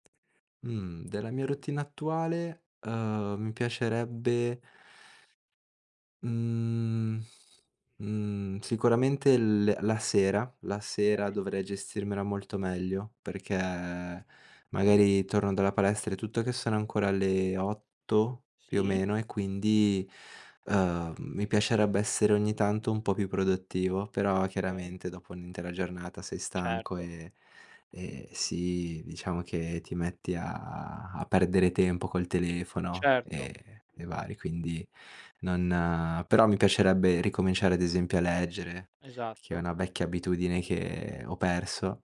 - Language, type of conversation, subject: Italian, podcast, Com’è la tua routine mattutina, dal momento in cui apri gli occhi a quando esci di casa?
- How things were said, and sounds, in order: tapping; other background noise